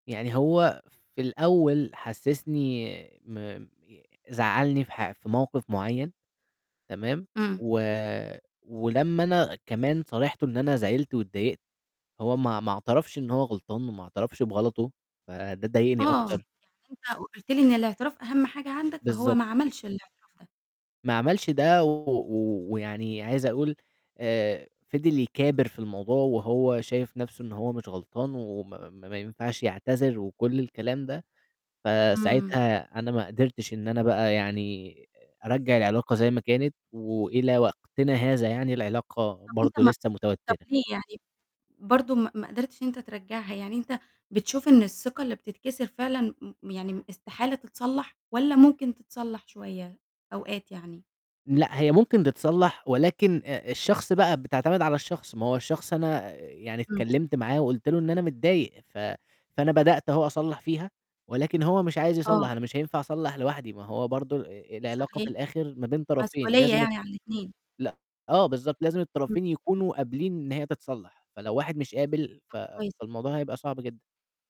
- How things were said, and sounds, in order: other background noise; distorted speech; tsk; other noise
- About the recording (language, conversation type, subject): Arabic, podcast, إيه اللي ممكن يخلّي المصالحة تكمّل وتبقى دايمة مش تهدئة مؤقتة؟
- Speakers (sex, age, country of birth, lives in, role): female, 20-24, Egypt, Egypt, host; male, 20-24, Egypt, Egypt, guest